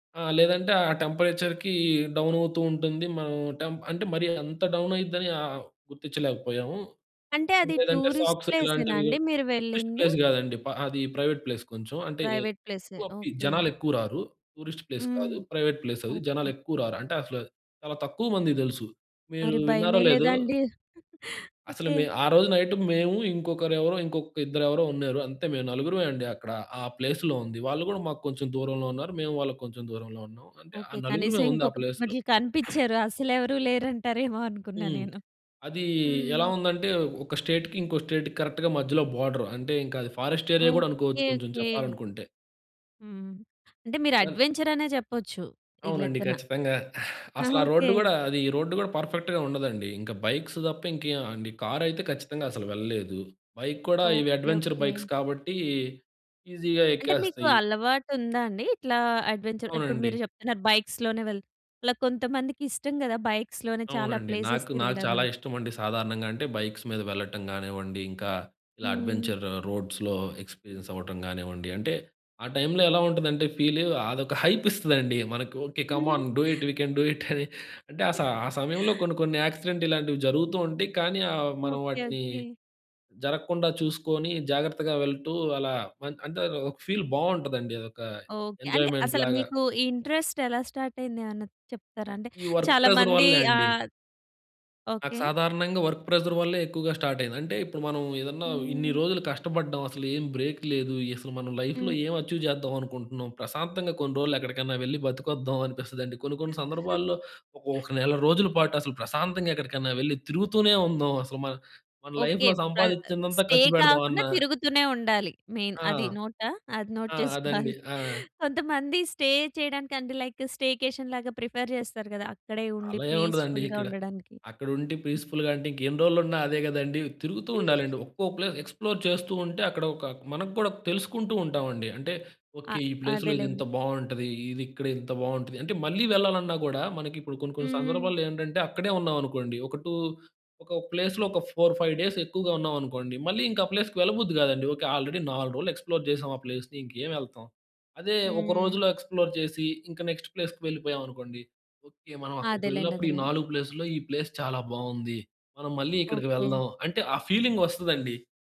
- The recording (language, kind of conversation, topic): Telugu, podcast, మీకు నెమ్మదిగా కూర్చొని చూడడానికి ఇష్టమైన ప్రకృతి స్థలం ఏది?
- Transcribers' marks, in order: in English: "టెంపరేచర్‌కి డౌన్"; in English: "డౌన్"; in English: "టూరిస్ట్"; in English: "టూరిస్ట్ ప్లేస్"; in English: "ప్రైవేట్ ప్లేస్"; in English: "ప్రైవేట్"; in English: "టూరిస్ట్ ప్లేస్"; in English: "ప్రైవేట్ ప్లేస్"; chuckle; in English: "నైట్"; in English: "ప్లేస్‌లో"; in English: "ప్లేస్‌లో"; wind; in English: "స్టేట్‌కి"; in English: "స్టేట్‌కి కరెక్ట్‌గా"; in English: "బోర్డర్"; in English: "ఫారెస్ట్ ఏరియా"; in English: "అడ్వెంచర్"; in English: "పర్ఫెక్ట్‌గా"; in English: "బైక్స్"; in English: "కార్"; in English: "బైక్"; in English: "అడ్వెంచర్ బైక్స్"; in English: "ఈజీగా"; in English: "అడ్వెంచర్"; in English: "బైక్స్‌లోనే"; in English: "బైక్స్‌లోనే"; in English: "ప్లేసెస్"; in English: "బైక్స్"; in English: "అడ్వెంచర్ రోడ్స్‌లో ఎక్స్పీరియన్స్"; in English: "టైమ్‌లో"; in English: "ఫీల్"; in English: "హైప్"; giggle; in English: "కమ్ ఆన్ డూ ఇట్, వి కెన్ డూ ఇట్"; giggle; chuckle; in English: "యాక్సిడెంట్"; in English: "ఫీల్"; in English: "ఎంజాయ్‌మెంట్‌లాగా"; in English: "ఇంట్రెస్ట్"; in English: "స్టార్ట్"; in English: "వర్క్ ప్రెషర్"; in English: "వర్క్ ప్రెషర్"; in English: "స్టార్ట్"; in English: "బ్రేక్"; in English: "లైఫ్‌లో"; in English: "అచీవ్"; giggle; in English: "లైఫ్‌లో"; in English: "స్టే"; in English: "మెయిన్"; in English: "నోట్"; chuckle; in English: "స్టే"; in English: "లైక్ స్టేకేషన్‌లాగా ప్రిఫర్"; in English: "పీస్‌ఫుల్‌గా"; in English: "పీస్‌ఫుల్‌గా"; other noise; giggle; in English: "ప్లేస్ ఎక్స్‌ప్లోర్"; in English: "ప్లేస్"; in English: "టూ"; in English: "ప్లేస్‌లో"; in English: "ఫోర్ ఫైవ్ డేస్"; in English: "ప్లేస్‌కి"; in English: "ఆల్రెడీ"; in English: "ఎక్స్‌ప్లోర్"; in English: "ప్లేస్‌ని"; in English: "ఎక్స్‌ప్లోర్"; in English: "నెక్స్ట్ ప్లేస్‌కి"; in English: "ప్లేస్‌లో"; in English: "ప్లేస్"; in English: "ఫీలింగ్"